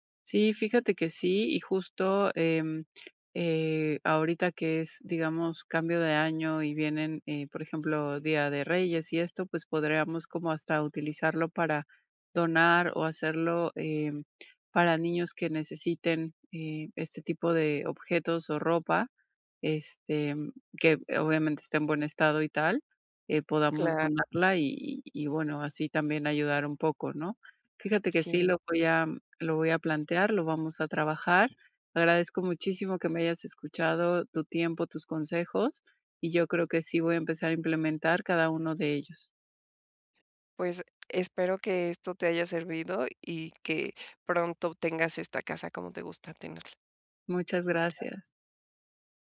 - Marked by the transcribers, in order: none
- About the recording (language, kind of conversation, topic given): Spanish, advice, ¿Cómo puedo crear rutinas diarias para evitar que mi casa se vuelva desordenada?